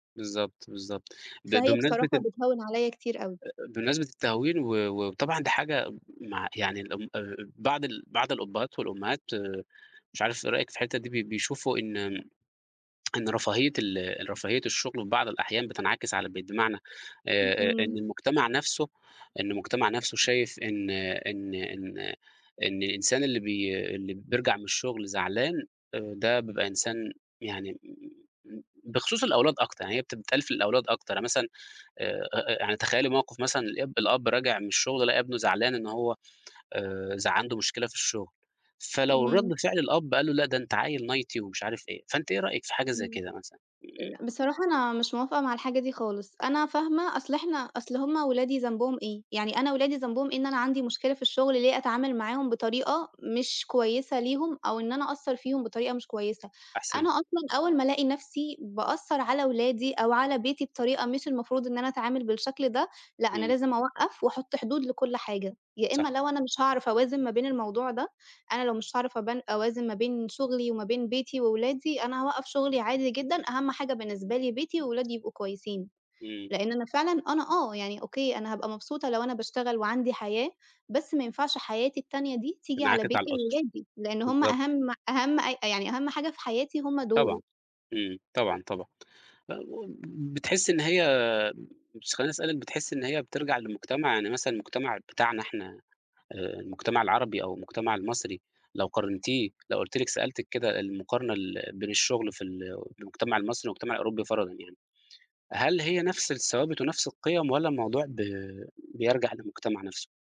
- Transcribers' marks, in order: unintelligible speech; in English: "نايتي"; other noise
- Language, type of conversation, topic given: Arabic, podcast, إزاي بتوازن بين الشغل وحياتك الشخصية؟